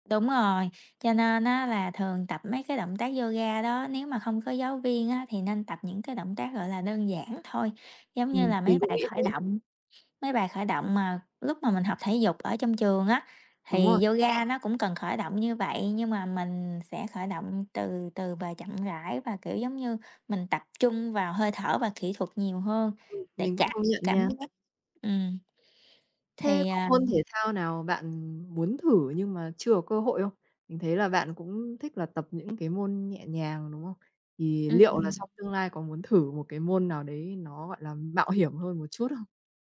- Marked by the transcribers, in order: background speech; other background noise; tapping
- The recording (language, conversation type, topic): Vietnamese, unstructured, Bạn thích môn thể thao nào nhất và vì sao?